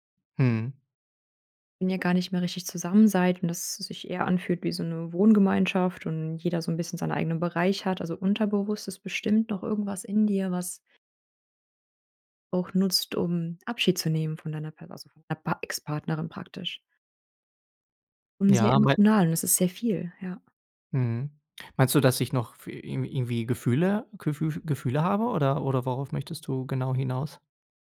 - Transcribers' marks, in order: none
- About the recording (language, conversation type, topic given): German, advice, Wie möchtest du die gemeinsame Wohnung nach der Trennung regeln und den Auszug organisieren?